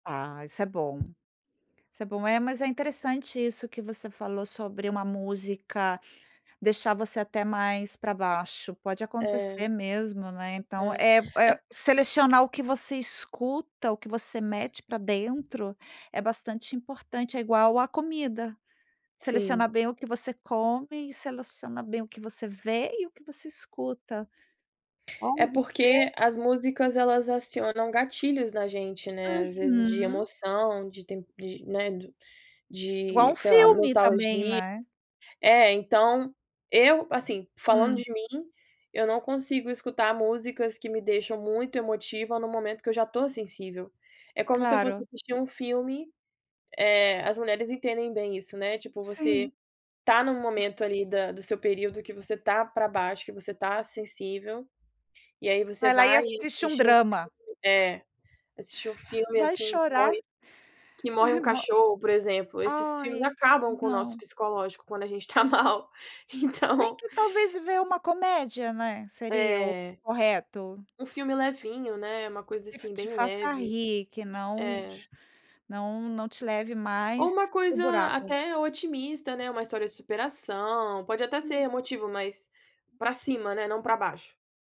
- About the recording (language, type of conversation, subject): Portuguese, podcast, Como você encontra motivação em dias ruins?
- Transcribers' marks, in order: tapping; unintelligible speech; other background noise; chuckle; chuckle; laughing while speaking: "tá mal, então"